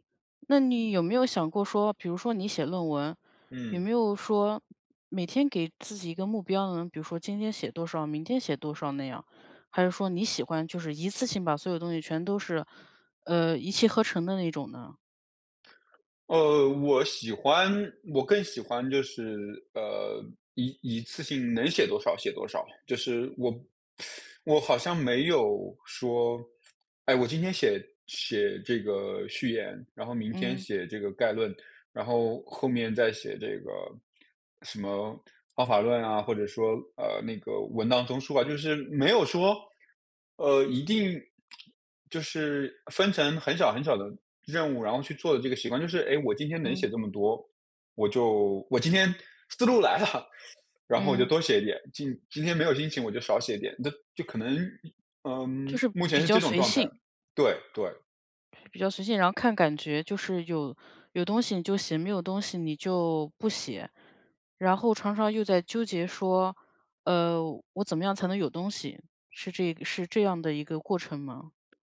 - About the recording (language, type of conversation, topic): Chinese, advice, 我怎样放下完美主义，让作品开始顺畅推进而不再卡住？
- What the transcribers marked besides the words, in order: teeth sucking; lip smack; laughing while speaking: "思路来了"